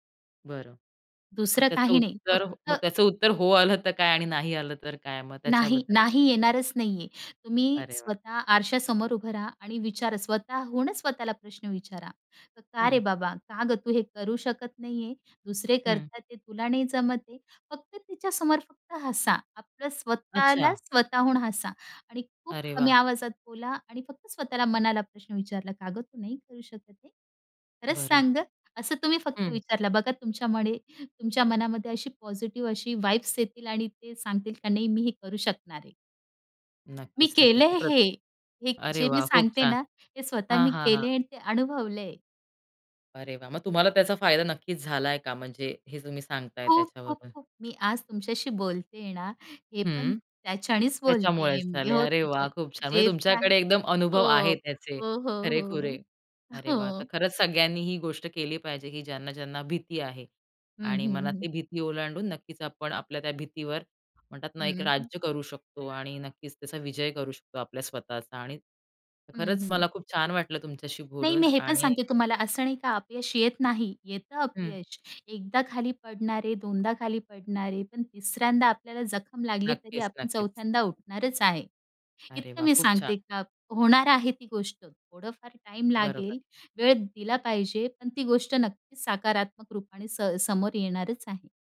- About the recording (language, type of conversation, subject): Marathi, podcast, मनातली भीती ओलांडून नवा परिचय कसा उभा केला?
- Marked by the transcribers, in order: in English: "पॉझिटिव्ह"; in English: "व्हाइब्स"; laughing while speaking: "हो"; other animal sound; trusting: "नाही, मी हे पण सांगते … समोर येणारच आहे"; other background noise